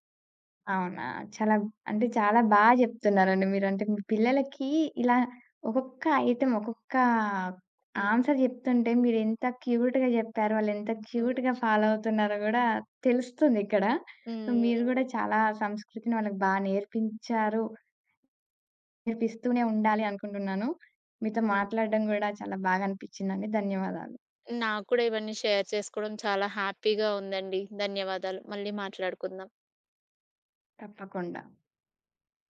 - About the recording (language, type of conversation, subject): Telugu, podcast, మీ పిల్లలకు మీ సంస్కృతిని ఎలా నేర్పిస్తారు?
- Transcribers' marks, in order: in English: "ఐటమ్"; in English: "ఆన్స‌ర్"; in English: "క్యూట్‌గా"; in English: "క్యూట్‌గా ఫాలో"; in English: "షేర్"; in English: "హ్యాపీగా"; other background noise